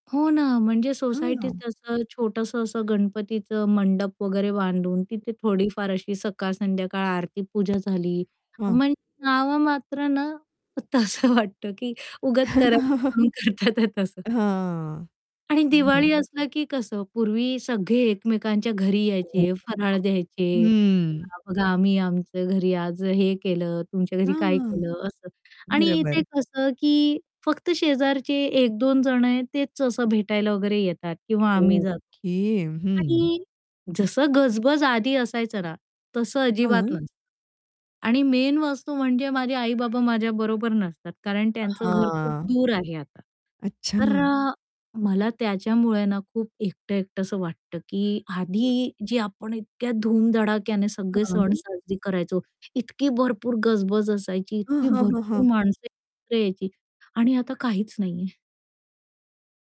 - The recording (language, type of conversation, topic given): Marathi, podcast, एकटेपणा भासू लागल्यावर तुम्ही काय करता?
- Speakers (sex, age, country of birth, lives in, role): female, 30-34, India, India, host; female, 45-49, India, India, guest
- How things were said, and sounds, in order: other background noise; mechanical hum; distorted speech; laughing while speaking: "तसं वाटतं की उगाच करायचं म्हणून करत आहेत तसं"; tapping; chuckle; unintelligible speech; in English: "मेन"; alarm; static